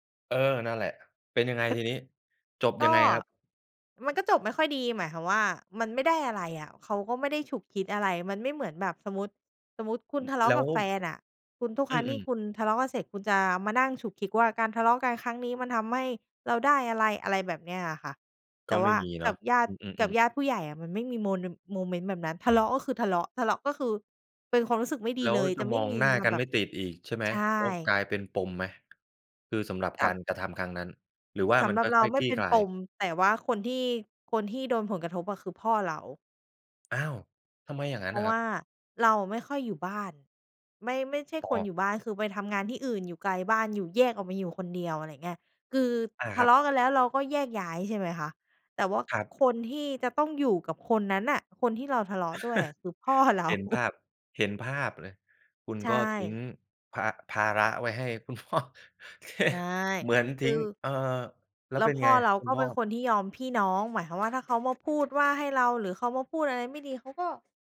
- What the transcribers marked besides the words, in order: other background noise; tapping; chuckle; laughing while speaking: "พ่อเรา"; chuckle; laughing while speaking: "คุณพ่อ โอเค"
- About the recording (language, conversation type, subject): Thai, podcast, คุณรับมือกับคำวิจารณ์จากญาติอย่างไร?